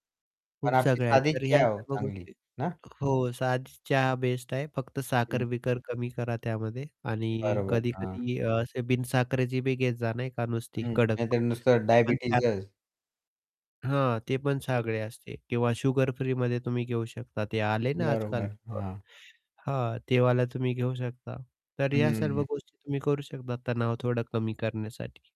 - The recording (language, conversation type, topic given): Marathi, podcast, दिवसात तणाव कमी करण्यासाठी तुमची छोटी युक्ती काय आहे?
- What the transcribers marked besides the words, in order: distorted speech; static; other background noise; other noise; tapping